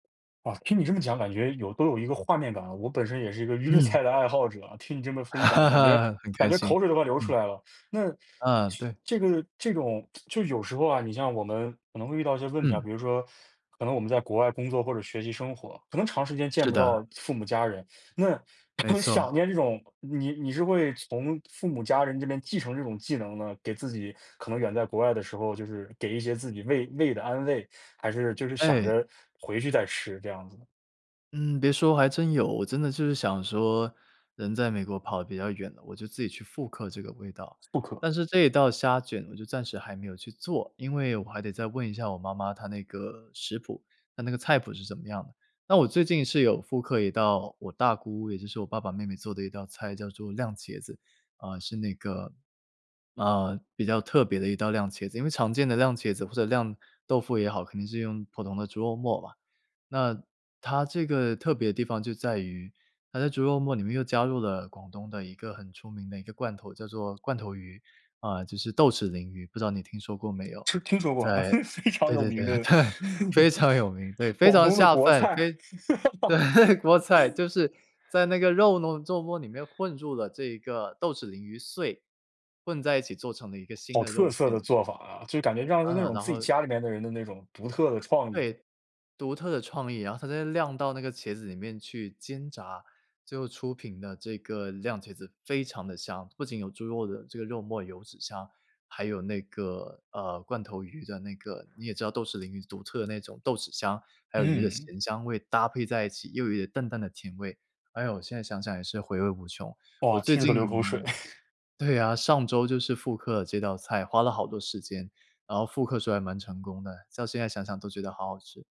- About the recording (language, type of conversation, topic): Chinese, podcast, 你会如何通过食物来表达关心或爱意？
- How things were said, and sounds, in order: laughing while speaking: "粤菜的爱好者"; laugh; tsk; other background noise; "复刻" said as "不可"; "酿茄子" said as "亮茄子"; "酿茄子" said as "亮茄子"; "酿茄子" said as "亮茄子"; "酿豆腐" said as "亮豆腐"; laughing while speaking: "啊，非 非常有名的"; laughing while speaking: "对，非常有名"; chuckle; laugh; laughing while speaking: "对"; "酿" said as "亮"; "酿茄子" said as "亮茄子"; chuckle